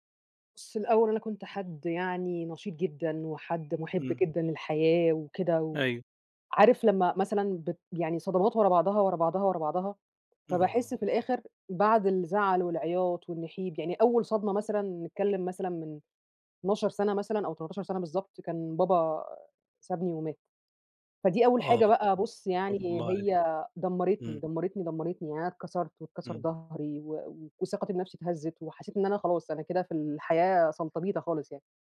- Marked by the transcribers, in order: other background noise; wind
- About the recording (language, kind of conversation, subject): Arabic, advice, إزاي فقدت الشغف والهوايات اللي كانت بتدي لحياتي معنى؟